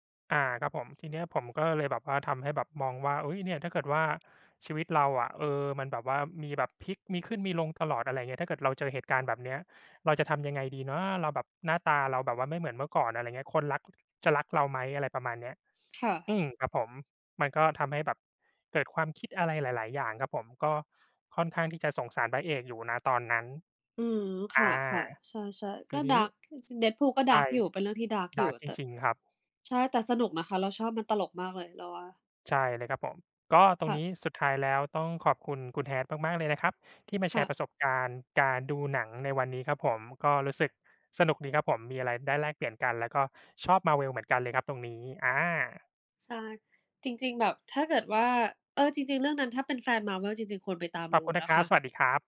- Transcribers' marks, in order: other background noise; tapping; in English: "ดาร์ก"; in English: "ดาร์ก"; in English: "ดาร์ก"; in English: "ดาร์ก"
- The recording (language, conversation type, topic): Thai, unstructured, คุณคิดว่าทำไมคนถึงชอบดูหนังบ่อยๆ?
- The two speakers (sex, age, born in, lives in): female, 40-44, Thailand, Thailand; male, 35-39, Thailand, Thailand